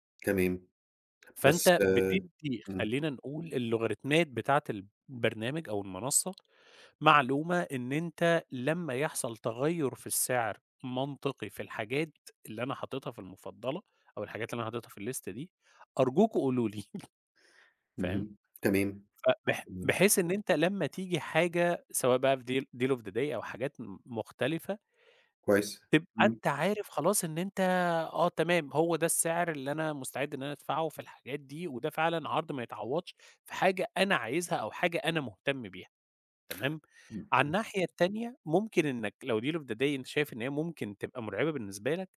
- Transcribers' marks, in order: tapping; in English: "اللِستَة"; laugh; in English: "deal deal of the day"; in English: "deal of the day"
- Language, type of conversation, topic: Arabic, advice, إزاي الشراء الاندفاعي أونلاين بيخلّيك تندم ويدخّلك في مشاكل مالية؟